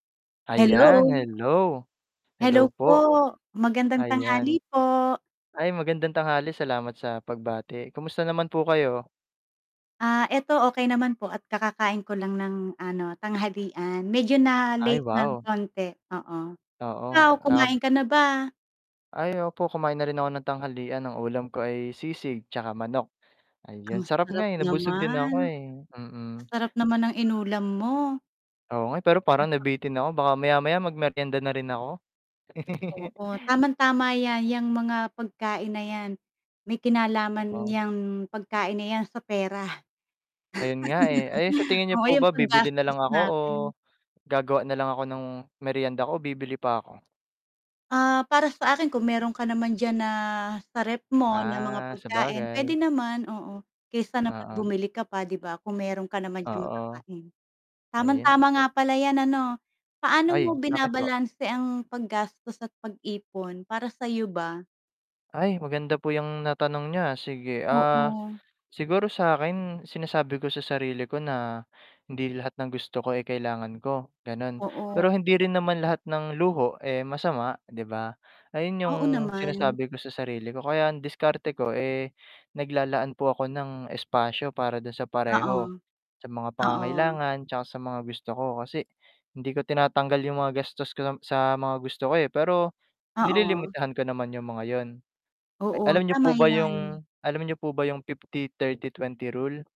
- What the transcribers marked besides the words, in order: static; unintelligible speech; laugh; laugh; distorted speech; unintelligible speech; mechanical hum
- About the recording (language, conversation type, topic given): Filipino, unstructured, Paano mo binabalanse ang paggastos at pag-iipon?